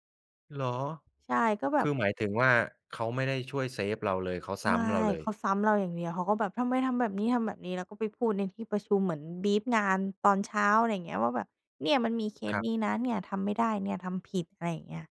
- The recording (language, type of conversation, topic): Thai, podcast, คุณจัดการกับความกลัวเมื่อต้องพูดความจริงอย่างไร?
- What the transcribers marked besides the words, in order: in English: "บรีฟ"; tapping